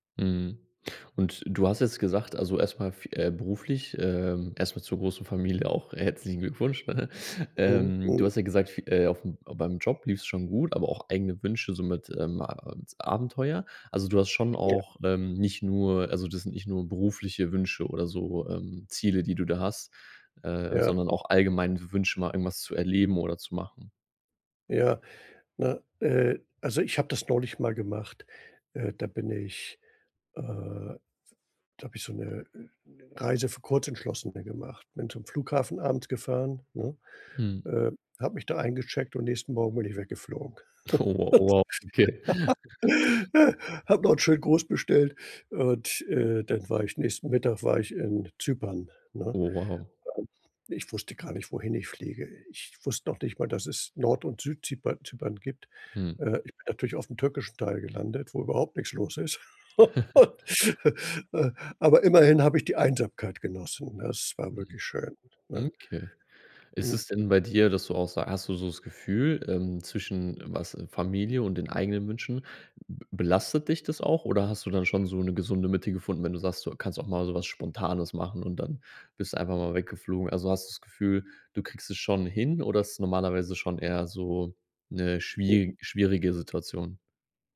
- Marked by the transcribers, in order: unintelligible speech; laugh; laughing while speaking: "Oh"; chuckle; unintelligible speech; chuckle; laugh; other background noise
- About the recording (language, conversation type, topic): German, advice, Wie kann ich mich von Familienerwartungen abgrenzen, ohne meine eigenen Wünsche zu verbergen?